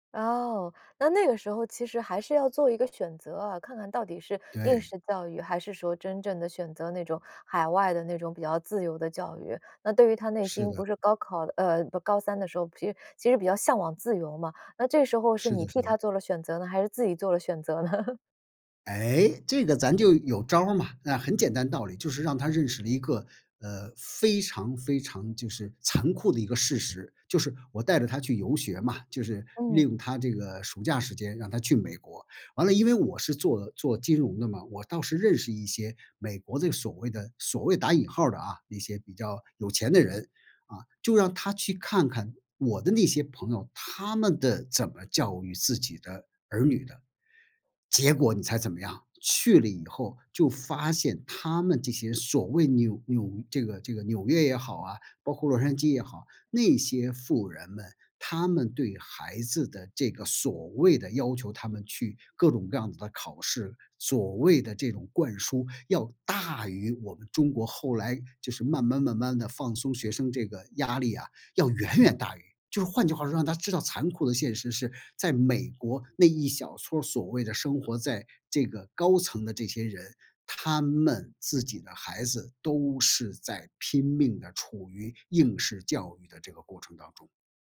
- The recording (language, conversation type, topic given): Chinese, podcast, 你怎么看待当前的应试教育现象？
- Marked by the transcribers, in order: laughing while speaking: "呢？"; other background noise